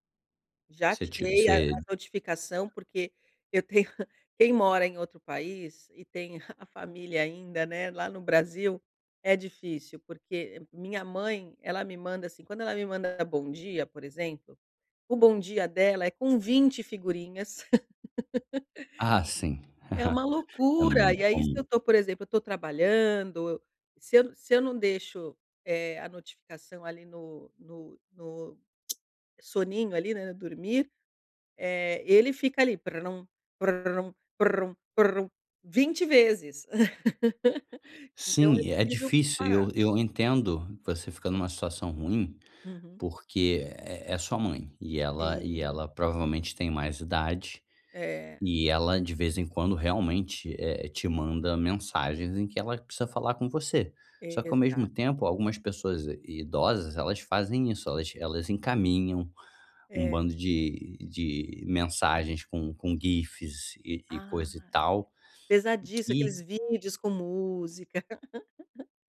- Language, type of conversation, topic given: Portuguese, advice, Como posso resistir à checagem compulsiva do celular antes de dormir?
- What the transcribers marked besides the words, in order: chuckle; giggle; laugh; lip smack; put-on voice: "prum, prum, prum, prum"; laugh; laugh